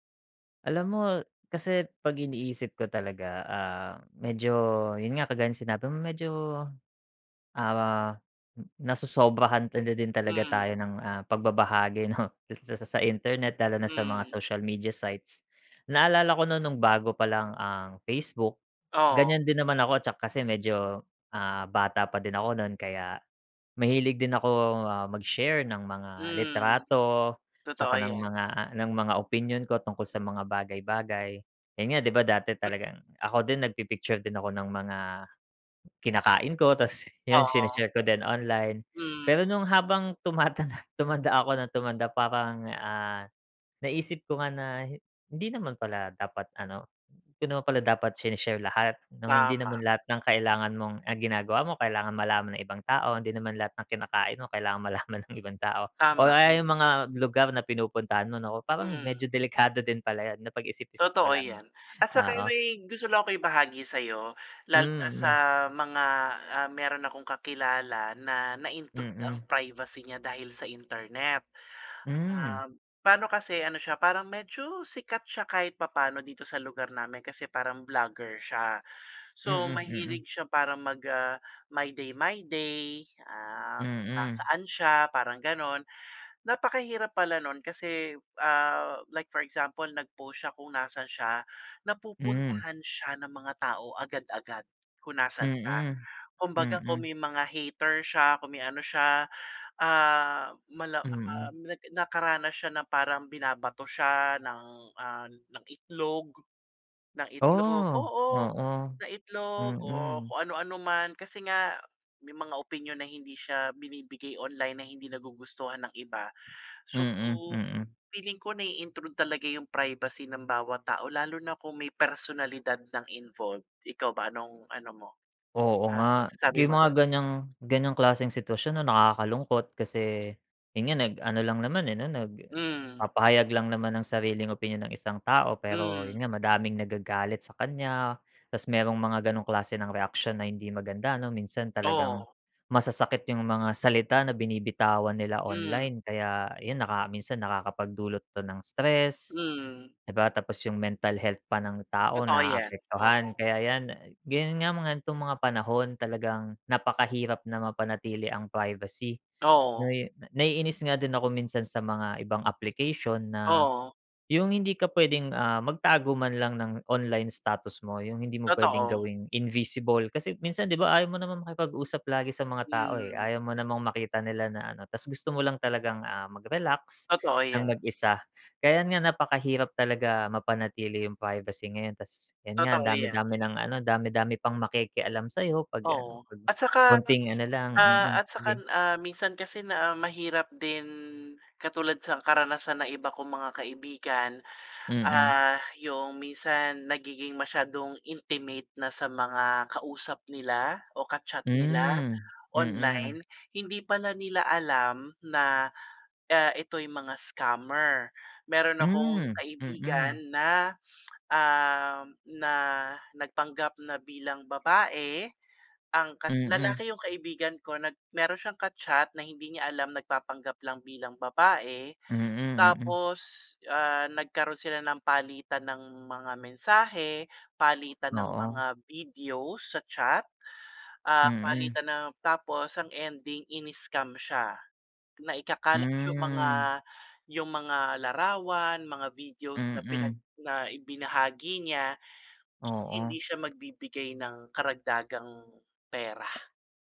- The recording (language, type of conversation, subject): Filipino, unstructured, Ano ang masasabi mo tungkol sa pagkapribado sa panahon ng internet?
- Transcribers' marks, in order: laughing while speaking: "'no?"; laughing while speaking: "tumatanda"; tapping; other background noise; other animal sound; "Kaya" said as "Kayan"; "saka" said as "sakan"